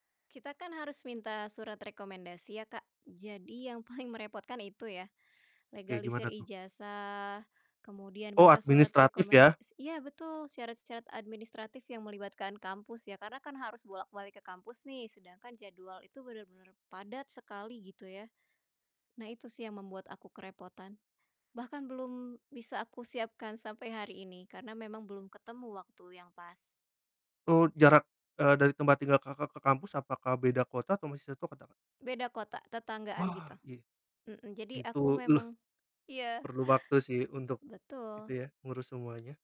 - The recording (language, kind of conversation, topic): Indonesian, podcast, Apakah kamu pernah kepikiran untuk ganti karier, dan kenapa?
- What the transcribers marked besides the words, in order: none